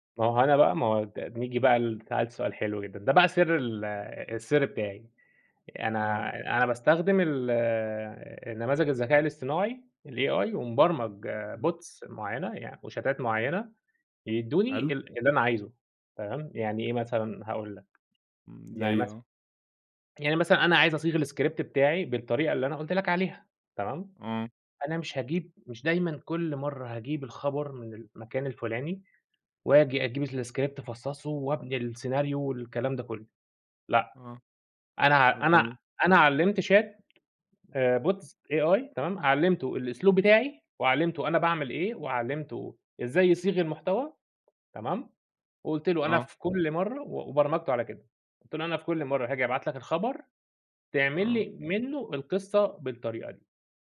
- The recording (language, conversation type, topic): Arabic, podcast, إيه اللي بيحرّك خيالك أول ما تبتدي مشروع جديد؟
- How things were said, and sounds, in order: tapping; other background noise; in English: "الAI"; in English: "Bots"; in English: "وشاتات"; in French: "الScript"; in French: "الScript"; in English: "chat bots AI"